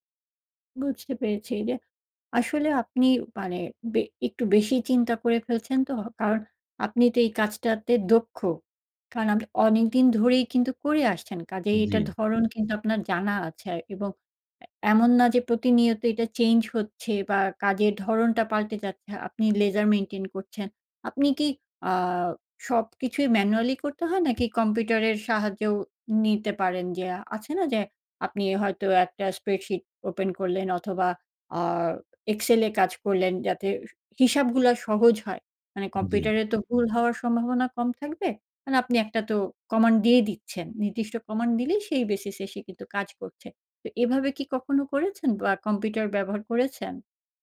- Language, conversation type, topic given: Bengali, advice, বিরতি থেকে কাজে ফেরার পর আবার মনোযোগ ধরে রাখতে পারছি না—আমি কী করতে পারি?
- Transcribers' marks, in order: tapping; in English: "লেজার মেইনটেইন"; in English: "ম্যানুয়ালি"; in English: "স্প্রেডশিট ওপেন"; in English: "বেসিস"